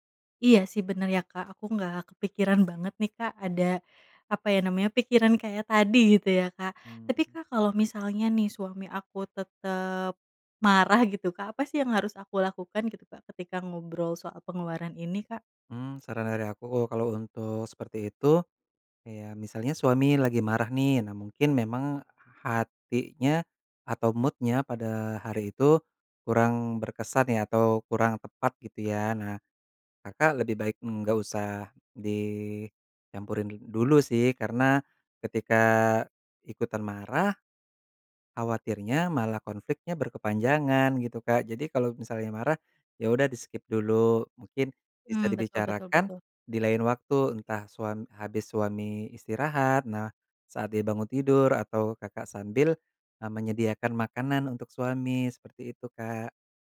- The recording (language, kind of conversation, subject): Indonesian, advice, Bagaimana cara mengatasi pertengkaran yang berulang dengan pasangan tentang pengeluaran rumah tangga?
- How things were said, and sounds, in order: in English: "mood-nya"